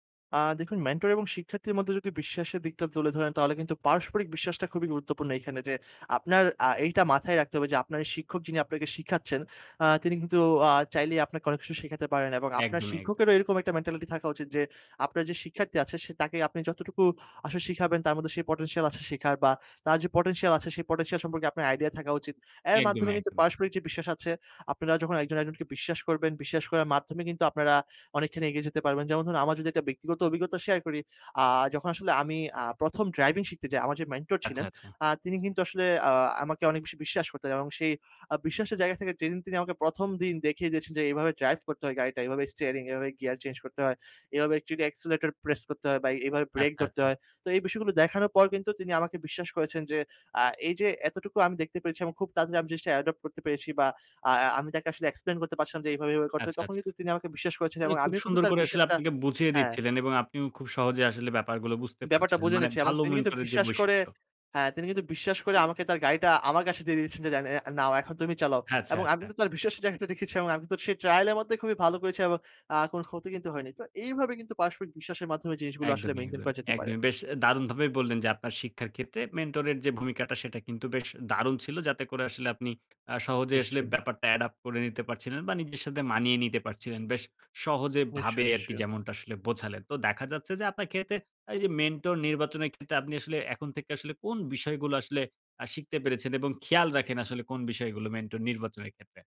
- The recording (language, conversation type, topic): Bengali, podcast, কীভাবে একজন ভালো মেন্টরকে চেনা যায়?
- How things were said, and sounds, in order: tapping; tongue click